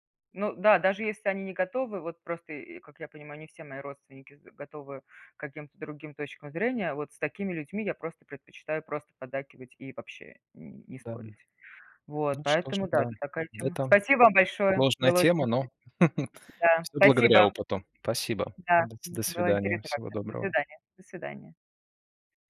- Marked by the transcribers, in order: chuckle
- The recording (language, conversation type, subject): Russian, unstructured, Как разрешать конфликты так, чтобы не обидеть друг друга?